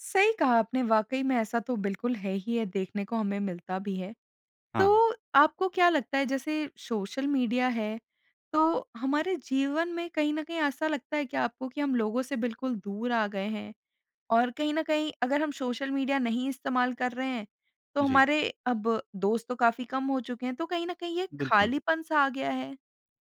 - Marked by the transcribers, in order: none
- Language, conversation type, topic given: Hindi, podcast, सोशल मीडिया की अनंत फीड से आप कैसे बचते हैं?